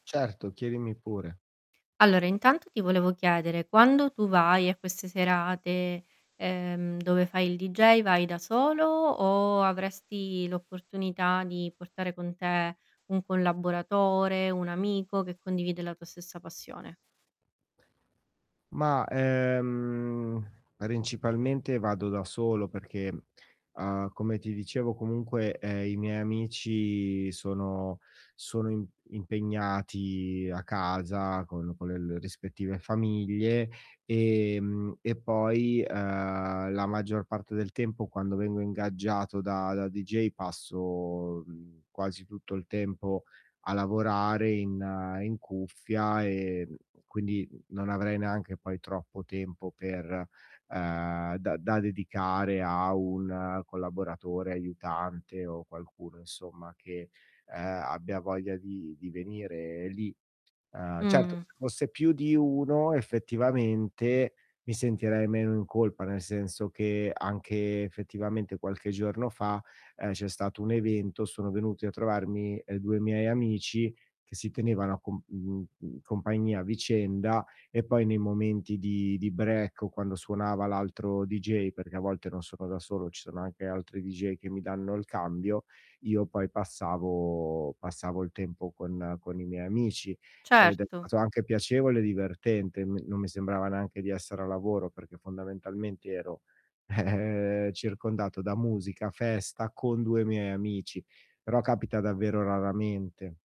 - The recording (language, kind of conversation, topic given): Italian, advice, Come posso gestire la pressione a partecipare controvoglia a feste o eventi sociali?
- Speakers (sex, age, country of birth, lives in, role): female, 30-34, Italy, Italy, advisor; male, 40-44, Italy, Italy, user
- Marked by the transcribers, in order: static; drawn out: "ehm"; drawn out: "passo"; distorted speech; in English: "break"; drawn out: "passavo"; tapping; "neanche" said as "nanche"; chuckle